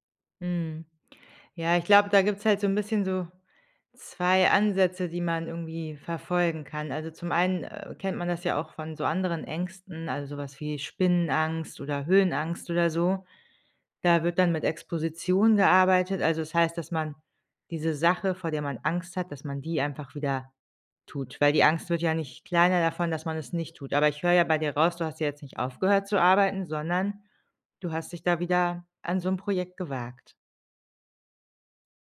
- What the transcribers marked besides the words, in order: none
- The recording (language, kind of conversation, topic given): German, advice, Wie kann ich mit Prüfungs- oder Leistungsangst vor einem wichtigen Termin umgehen?